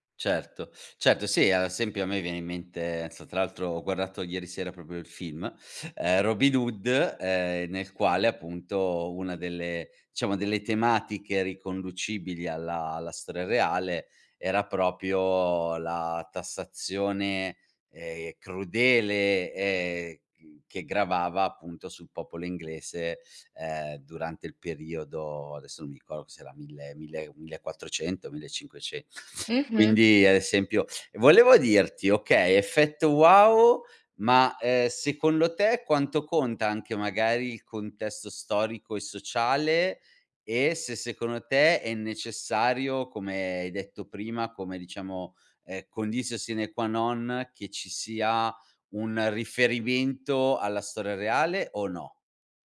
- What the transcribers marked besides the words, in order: "proprio" said as "propio"; "proprio" said as "propio"
- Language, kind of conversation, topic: Italian, podcast, Perché alcune storie sopravvivono per generazioni intere?
- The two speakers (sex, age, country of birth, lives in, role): female, 18-19, Italy, Italy, guest; male, 40-44, Italy, Italy, host